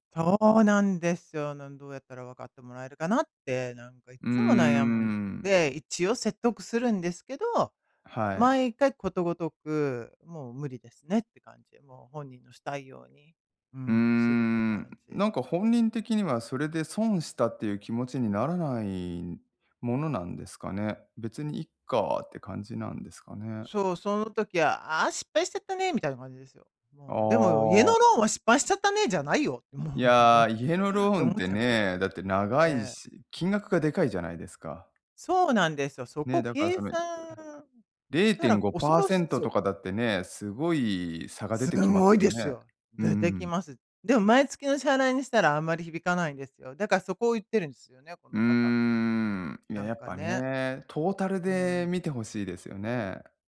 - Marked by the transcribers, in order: "一応" said as "いちお"; angry: "でも、家のローンは失敗しちゃったねじゃないよ、もうなんか"; tapping
- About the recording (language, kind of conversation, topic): Japanese, advice, どうすればお金の価値観の違いを上手に話し合えますか？